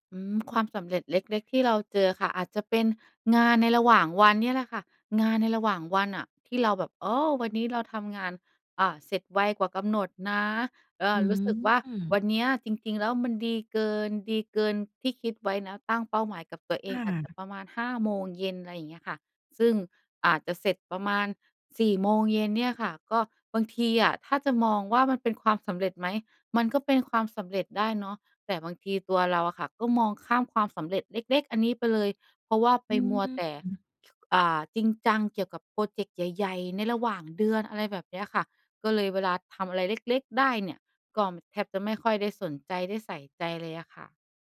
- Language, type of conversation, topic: Thai, advice, ทำอย่างไรถึงจะไม่มองข้ามความสำเร็จเล็ก ๆ และไม่รู้สึกท้อกับเป้าหมายของตัวเอง?
- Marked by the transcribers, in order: other noise